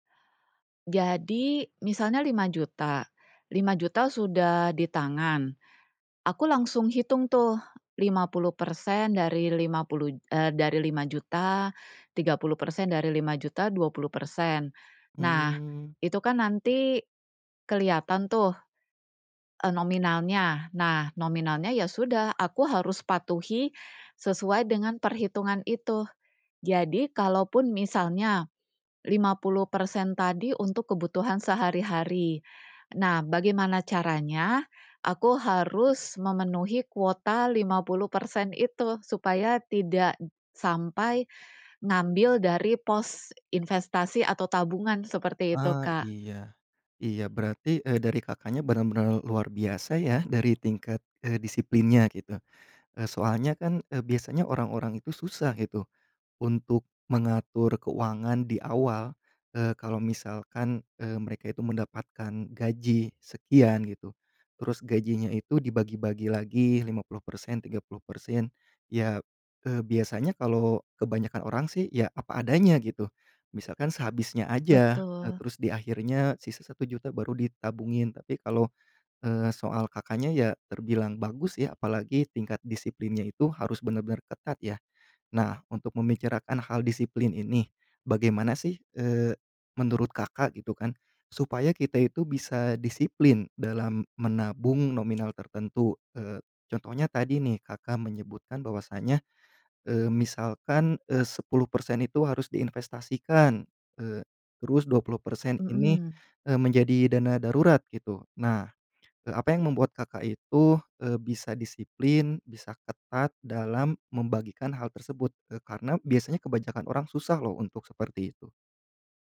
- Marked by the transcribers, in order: tapping
- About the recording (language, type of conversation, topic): Indonesian, podcast, Gimana caramu mengatur keuangan untuk tujuan jangka panjang?